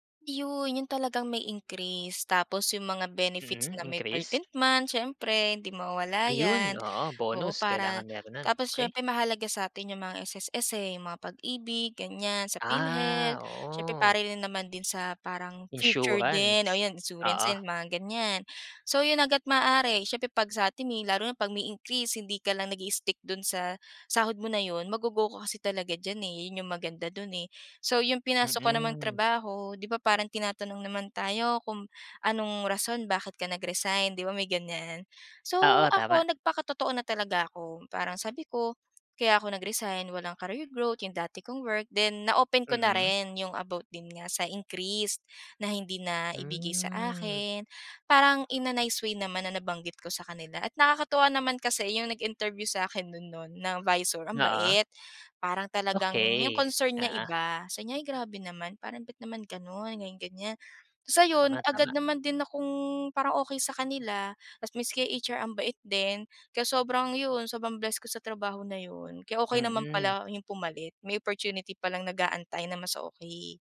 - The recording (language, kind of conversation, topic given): Filipino, podcast, Ano ang inuuna mo kapag pumipili ka ng trabaho?
- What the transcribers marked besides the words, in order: tapping